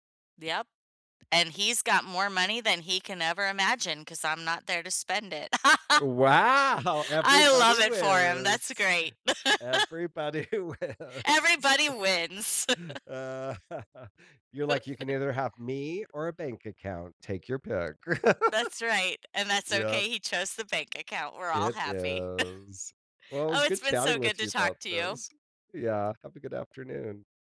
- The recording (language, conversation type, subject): English, unstructured, What should you do if your partner lies to you?
- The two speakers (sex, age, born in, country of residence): female, 50-54, United States, United States; male, 50-54, United States, United States
- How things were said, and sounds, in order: laughing while speaking: "Wow!"; laugh; tapping; laughing while speaking: "everybody wins"; laugh; chuckle; laughing while speaking: "Uh"; chuckle; other background noise; chuckle; laugh; chuckle